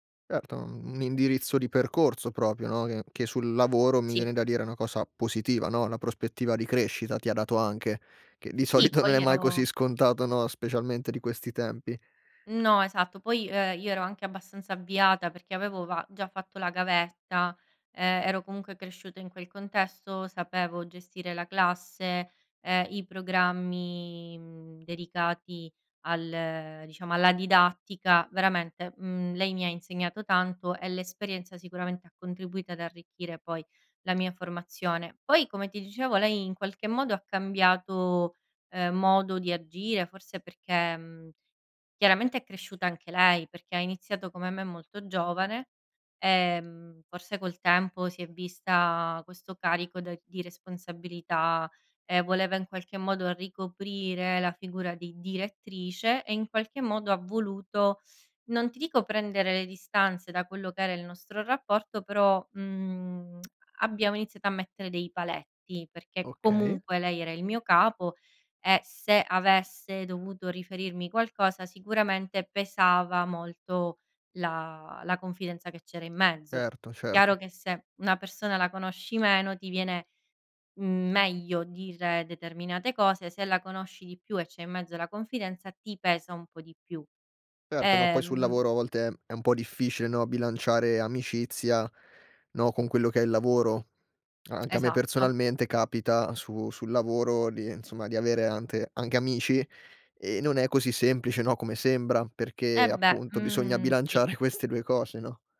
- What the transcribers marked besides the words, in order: "proprio" said as "propio"; laughing while speaking: "non è mai così scontato no"; tsk; laughing while speaking: "bilanciare"
- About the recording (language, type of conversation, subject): Italian, podcast, Hai un capo che ti fa sentire subito sicuro/a?